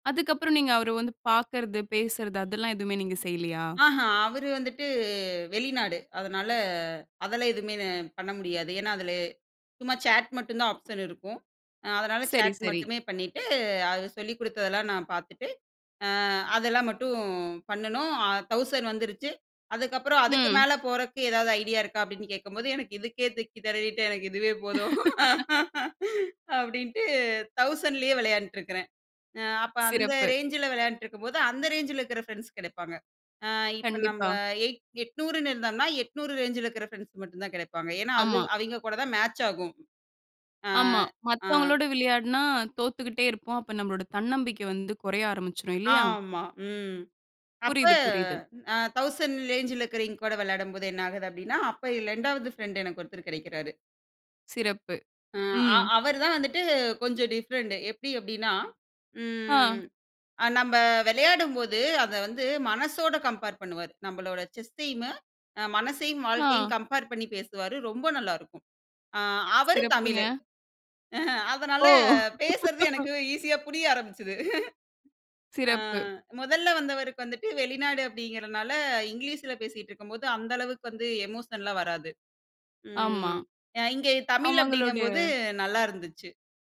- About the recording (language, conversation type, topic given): Tamil, podcast, உங்கள் வாழ்க்கைப் பாதையில் ஒரு வழிகாட்டி உங்களுக்கு எப்படி மாற்றத்தை ஏற்படுத்தினார்?
- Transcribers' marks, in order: in English: "சேட்"; in English: "ஆப்ஷன்"; in English: "ஐடியா"; laugh; in English: "ரேஞ்சுல"; in English: "மேட்ச்"; in English: "ரேஞ்சுல"; in English: "டிஃபரண்ட்"; drawn out: "ம்"; in English: "கம்பேர்"; in English: "கம்பேர்"; chuckle; laugh; in English: "எமோஷன்லாம்"